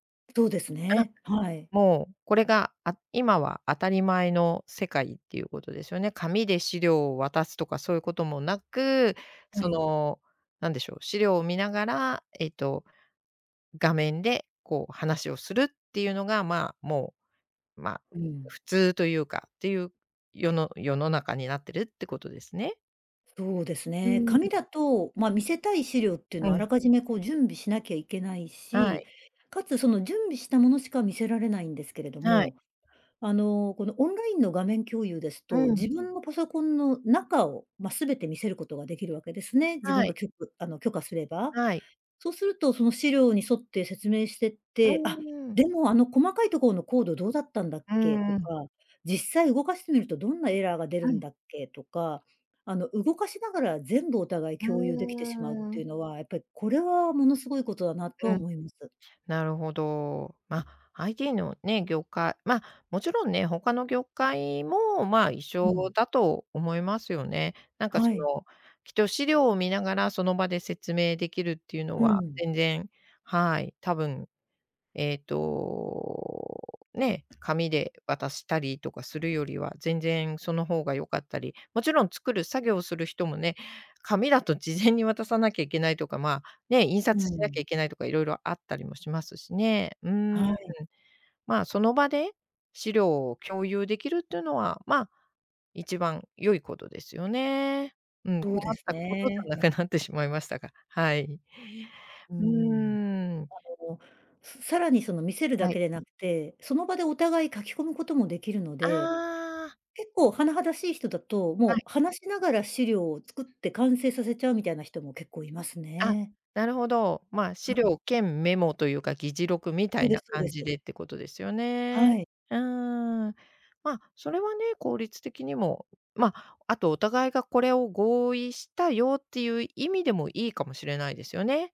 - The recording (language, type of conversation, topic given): Japanese, podcast, リモートワークで一番困ったことは何でしたか？
- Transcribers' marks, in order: other background noise; tapping; laughing while speaking: "なってしまいましたが"